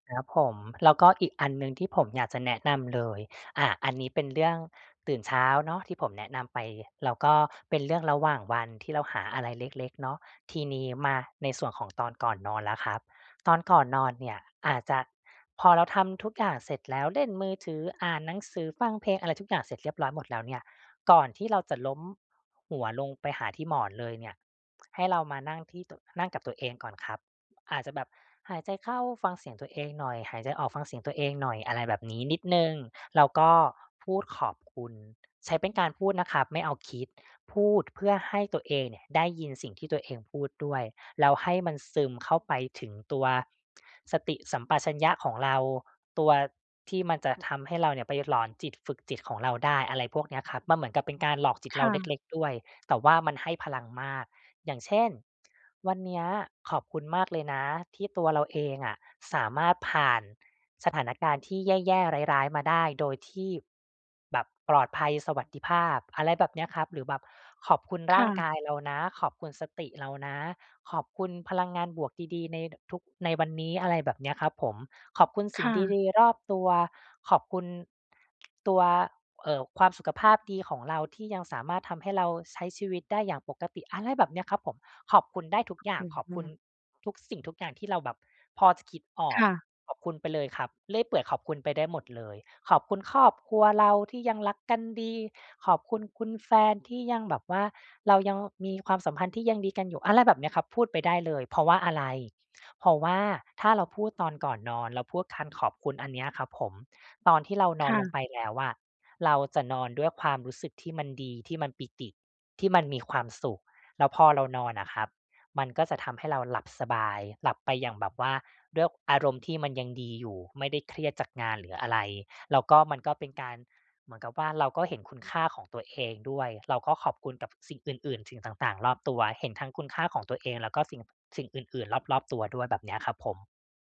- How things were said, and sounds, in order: tapping
- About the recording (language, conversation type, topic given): Thai, advice, จะเริ่มเห็นคุณค่าของสิ่งเล็กๆ รอบตัวได้อย่างไร?